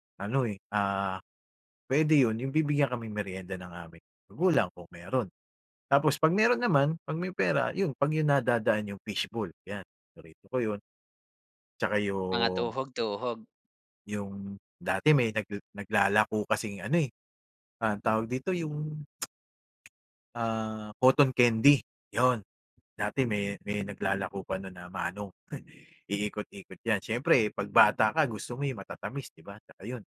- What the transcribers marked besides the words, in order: tsk; fan
- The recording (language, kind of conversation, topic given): Filipino, podcast, Ano ang paborito mong alaala noong bata ka pa?
- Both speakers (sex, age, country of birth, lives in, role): male, 30-34, Philippines, Philippines, host; male, 45-49, Philippines, Philippines, guest